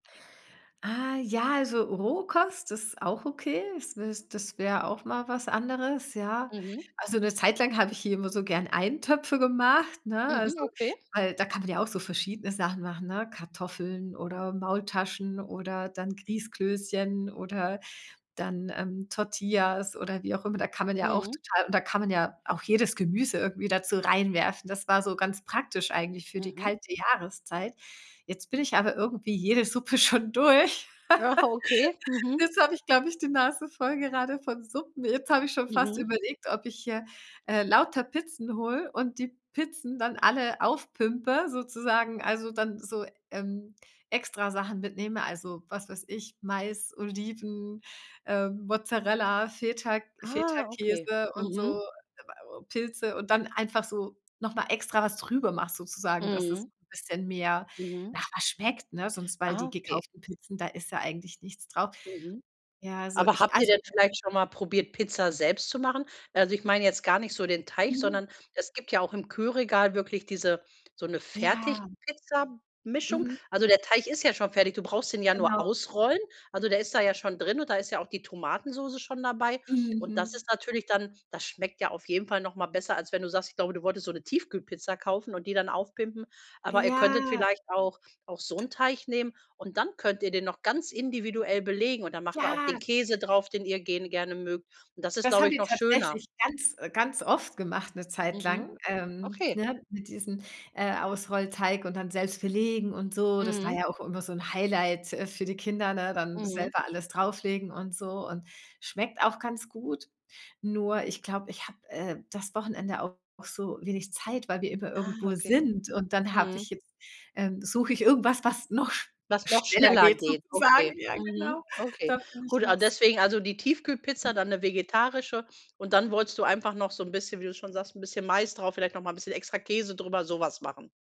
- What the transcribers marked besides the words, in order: laughing while speaking: "Ah"; laughing while speaking: "Suppe"; chuckle; drawn out: "Ja"; other background noise
- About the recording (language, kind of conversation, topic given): German, advice, Wie kann ich Schlaf und Ernährung für eine bessere Regeneration nutzen?